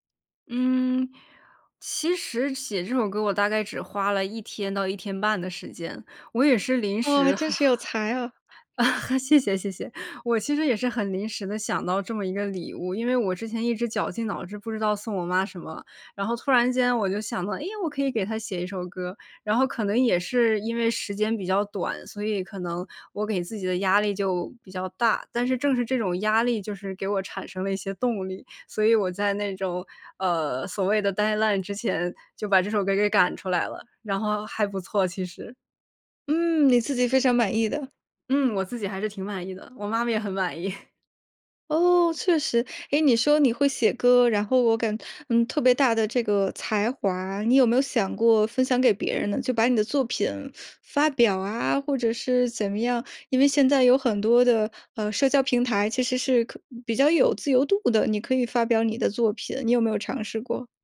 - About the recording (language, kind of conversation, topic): Chinese, podcast, 你怎么让观众对作品产生共鸣?
- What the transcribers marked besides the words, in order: other noise; chuckle; joyful: "哦，真是有才啊"; other background noise; in English: "deadline"; chuckle